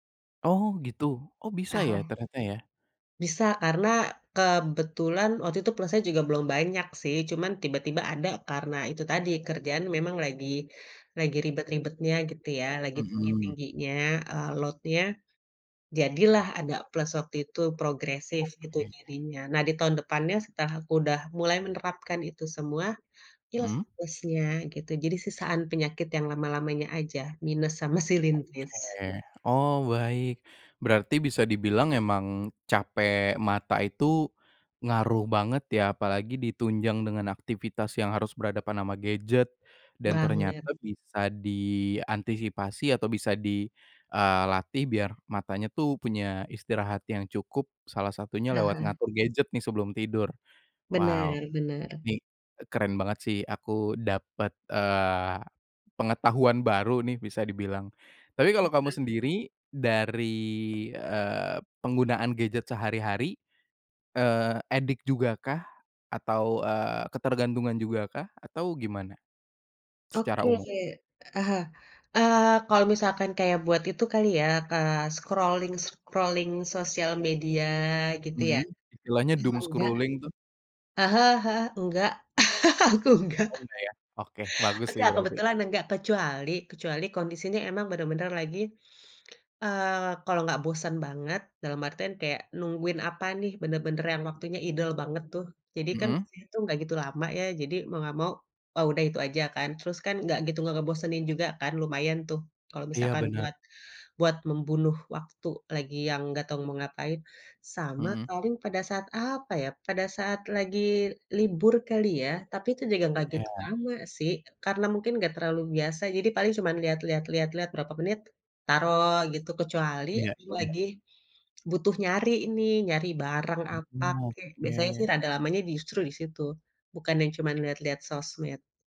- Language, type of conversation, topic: Indonesian, podcast, Bagaimana kamu mengatur penggunaan gawai sebelum tidur?
- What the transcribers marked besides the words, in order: in English: "load-nya"; other background noise; tapping; in English: "addict"; in English: "scrolling-scrolling"; in English: "doom scrolling"; chuckle; laughing while speaking: "Aku enggak"; in English: "idle"